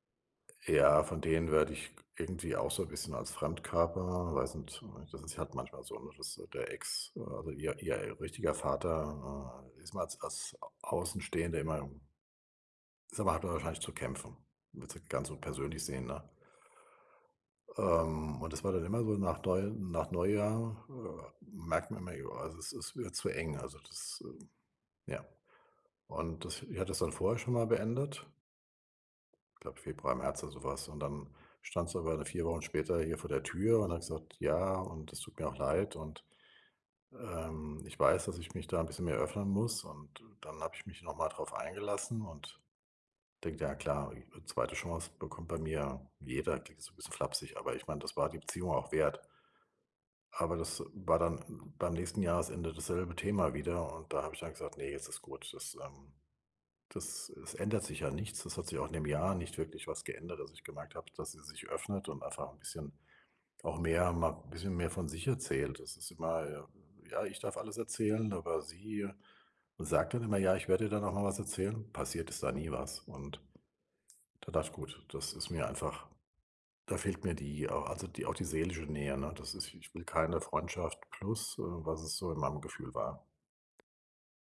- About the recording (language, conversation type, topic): German, advice, Bin ich emotional bereit für einen großen Neuanfang?
- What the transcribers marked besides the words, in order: unintelligible speech; unintelligible speech